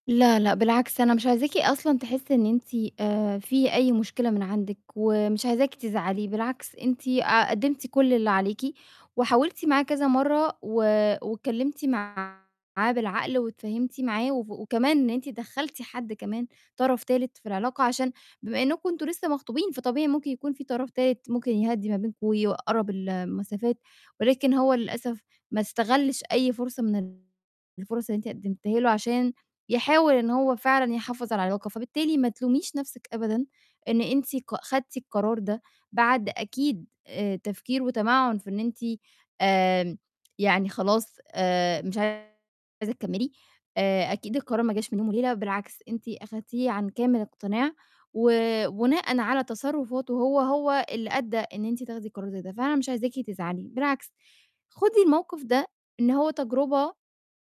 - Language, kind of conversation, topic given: Arabic, advice, إزاي بتوصف حزنك الشديد بعد ما فقدت علاقة أو شغل مهم؟
- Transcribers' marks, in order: distorted speech